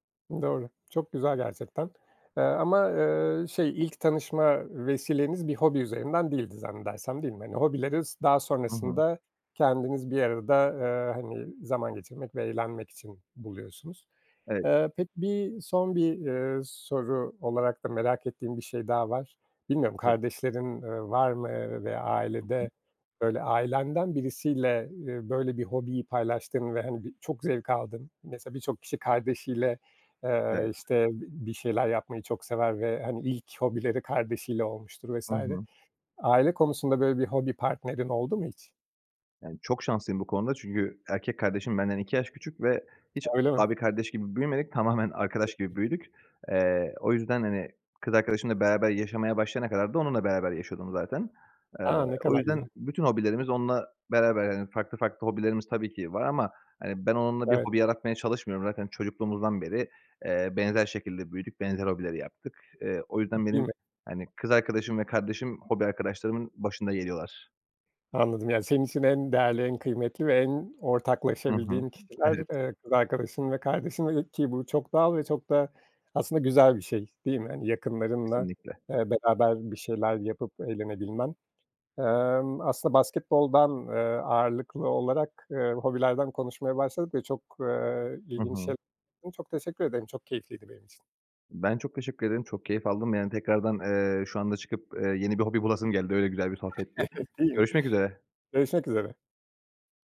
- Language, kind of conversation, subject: Turkish, podcast, Hobi partneri ya da bir grup bulmanın yolları nelerdir?
- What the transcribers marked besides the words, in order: unintelligible speech; tapping; other background noise; chuckle